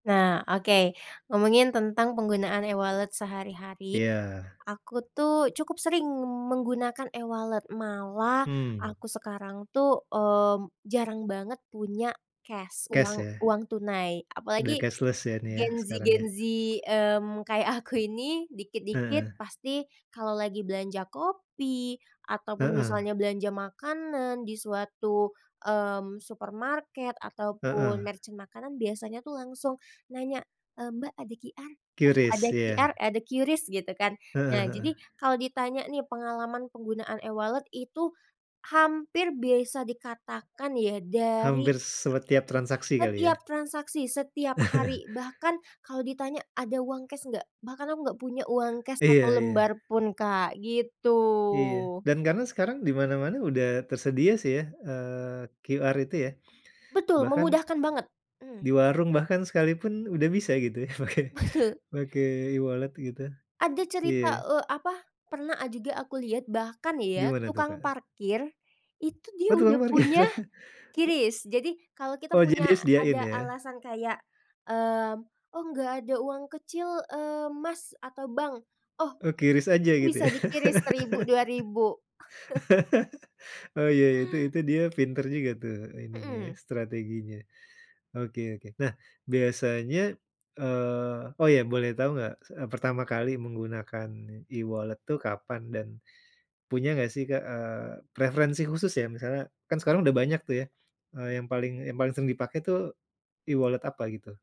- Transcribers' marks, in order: tapping; in English: "e-wallet"; in English: "e-wallet"; in English: "cashless"; laughing while speaking: "aku"; other background noise; in English: "merchant"; in English: "e-wallet"; "setiap" said as "sebetiap"; chuckle; drawn out: "gitu"; laughing while speaking: "Betul"; laughing while speaking: "Pakai"; in English: "e-wallet"; laughing while speaking: "parkir"; other noise; laughing while speaking: "ya?"; chuckle; in English: "e-wallet"; in English: "e-wallet"
- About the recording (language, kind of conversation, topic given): Indonesian, podcast, Bagaimana pengalaman kamu menggunakan dompet digital dalam kehidupan sehari-hari?